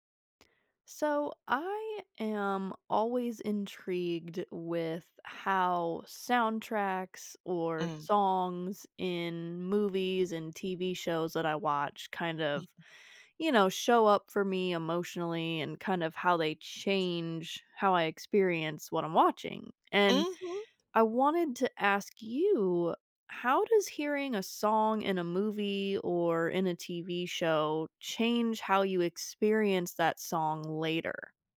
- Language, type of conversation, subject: English, unstructured, How can I stop a song from bringing back movie memories?
- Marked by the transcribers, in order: chuckle; other background noise